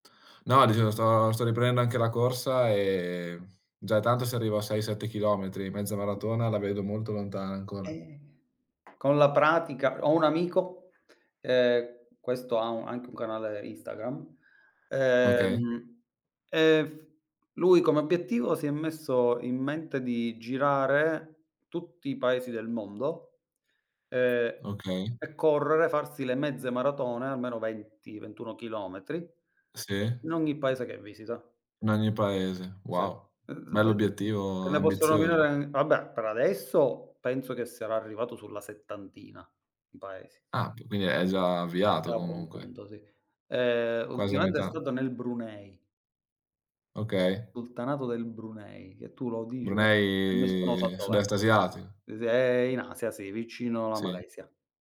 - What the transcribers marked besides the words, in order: other background noise; drawn out: "e"; unintelligible speech; drawn out: "Brunei"; drawn out: "è"
- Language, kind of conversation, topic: Italian, unstructured, Come immagini la tua vita tra dieci anni?
- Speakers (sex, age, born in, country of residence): male, 20-24, Italy, Italy; male, 35-39, Italy, Italy